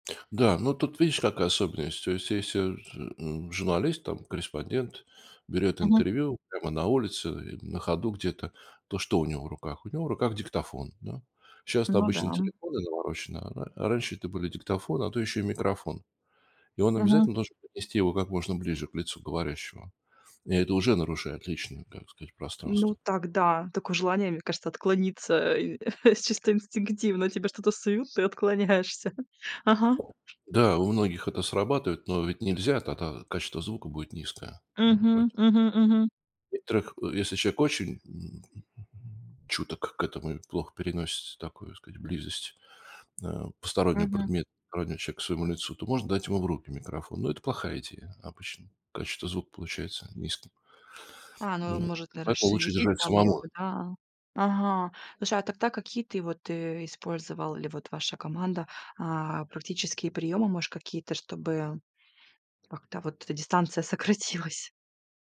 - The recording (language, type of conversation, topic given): Russian, podcast, Как расстояние между людьми влияет на разговор?
- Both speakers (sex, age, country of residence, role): female, 40-44, Spain, host; male, 65-69, Estonia, guest
- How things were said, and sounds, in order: chuckle; laughing while speaking: "отклоняешься"; other background noise; laughing while speaking: "сократилась?"